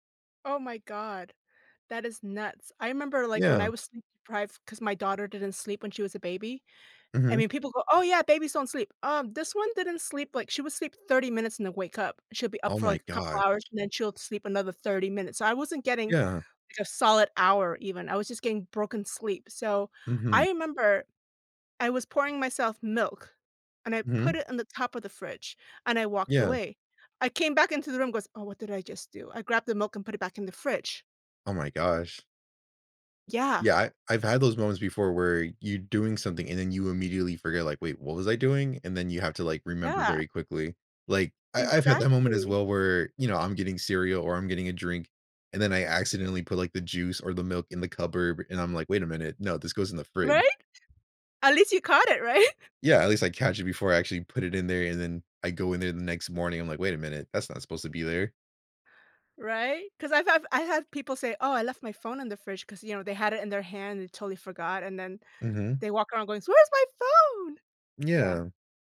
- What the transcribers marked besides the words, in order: other background noise; tapping; laughing while speaking: "Right?"
- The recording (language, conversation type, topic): English, unstructured, How can I keep my sleep and workouts on track while traveling?